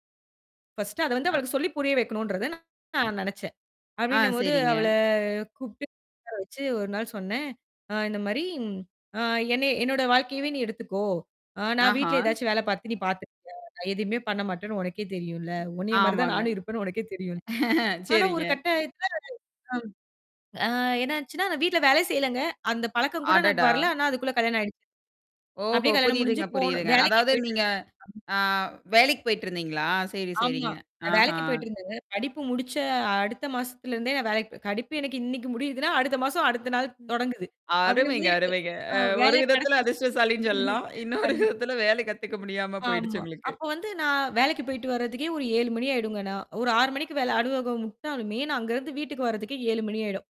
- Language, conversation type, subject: Tamil, podcast, வீட்டு வேலைகளில் குழந்தைகள் பங்கேற்கும்படி நீங்கள் எப்படிச் செய்வீர்கள்?
- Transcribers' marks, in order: static; in English: "ஃபர்ஸ்ட்டு"; distorted speech; drawn out: "அவள"; tapping; other noise; chuckle; other background noise; laughing while speaking: "அருமைங்க, அருமைங்க. அ ஒரு விதத்துல … முடியாம போயிடுச்சு உங்களுக்கு"; chuckle